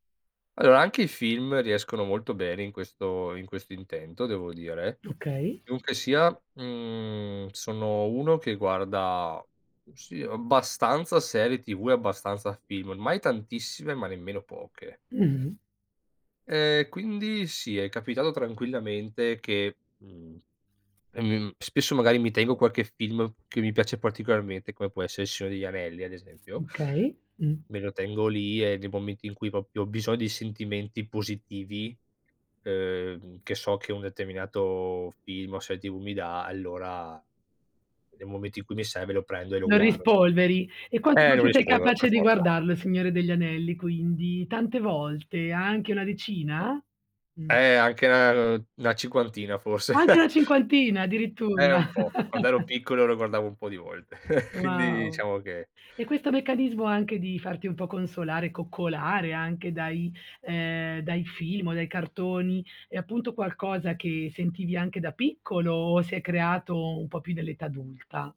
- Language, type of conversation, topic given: Italian, podcast, Puoi raccontarmi un momento in cui una canzone, un film o un libro ti ha consolato?
- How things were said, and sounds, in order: "Allora" said as "alloa"; other background noise; "okay" said as "kay"; "proprio" said as "popio"; chuckle; chuckle; "Quindi" said as "chindi"; "diciamo" said as "ciamo"